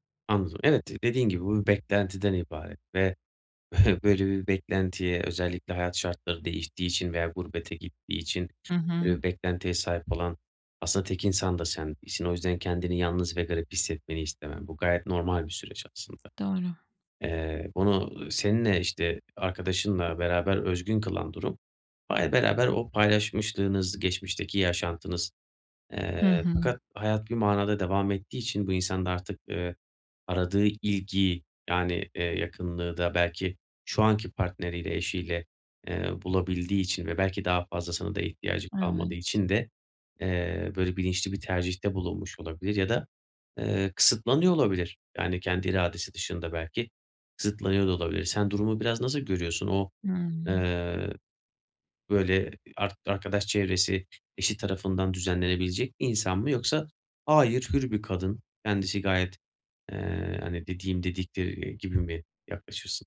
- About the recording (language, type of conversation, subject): Turkish, advice, Arkadaşlıkta çabanın tek taraflı kalması seni neden bu kadar yoruyor?
- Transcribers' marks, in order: scoff; other background noise